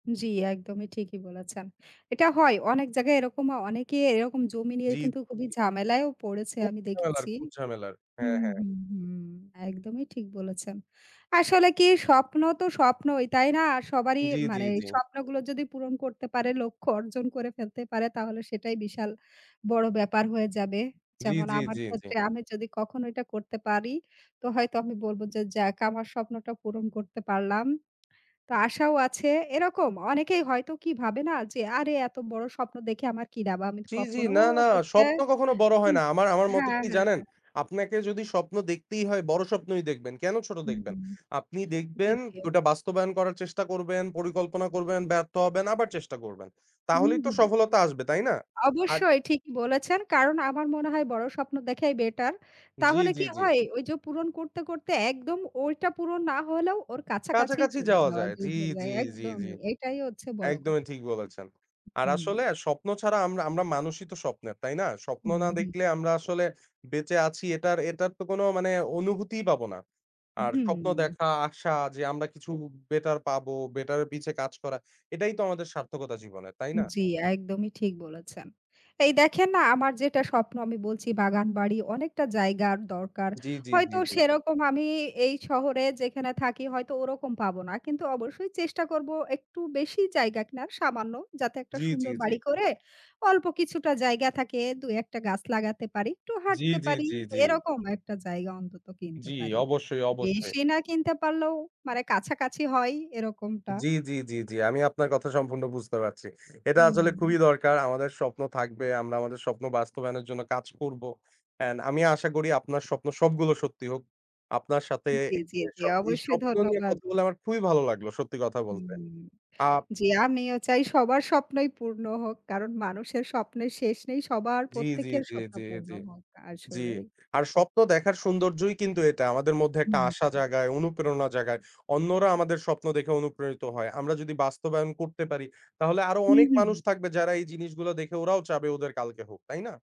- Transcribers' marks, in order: other background noise; tapping
- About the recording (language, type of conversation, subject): Bengali, unstructured, আপনার ভবিষ্যৎ সম্পর্কে আপনার সবচেয়ে বড় স্বপ্ন কী?